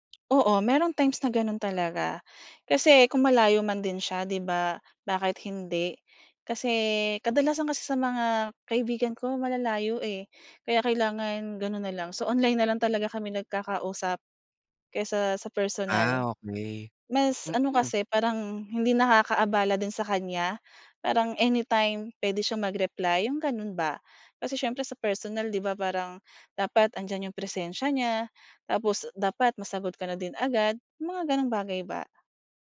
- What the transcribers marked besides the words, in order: none
- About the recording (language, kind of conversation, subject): Filipino, podcast, Mas madali ka bang magbahagi ng nararamdaman online kaysa kapag kaharap nang personal?